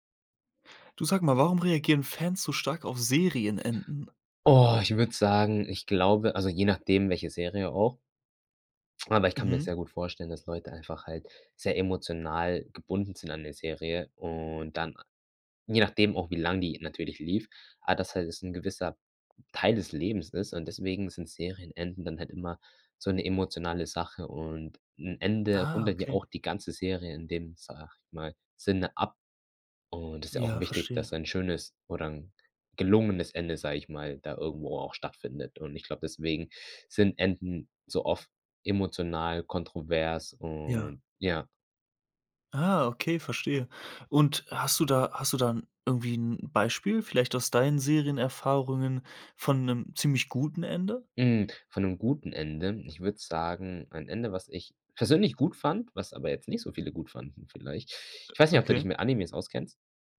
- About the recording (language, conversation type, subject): German, podcast, Warum reagieren Fans so stark auf Serienenden?
- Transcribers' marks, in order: none